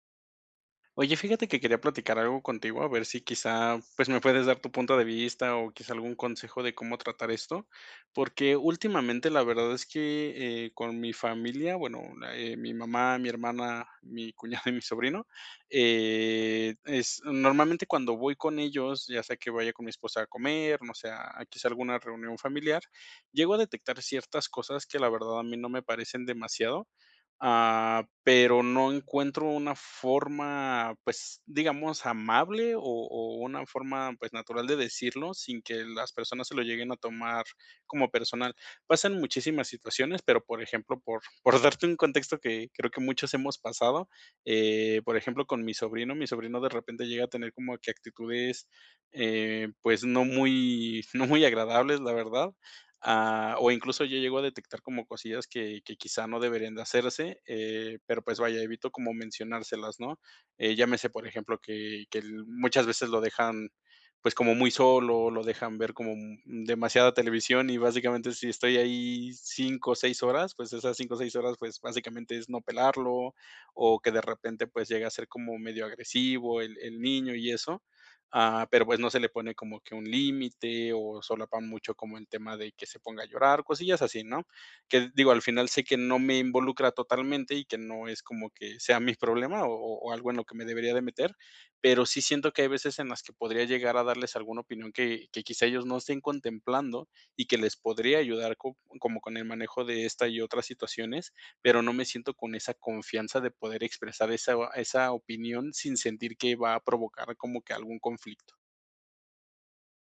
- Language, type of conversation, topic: Spanish, advice, ¿Cómo puedo expresar lo que pienso sin generar conflictos en reuniones familiares?
- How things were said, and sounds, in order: tapping; laughing while speaking: "cuñado"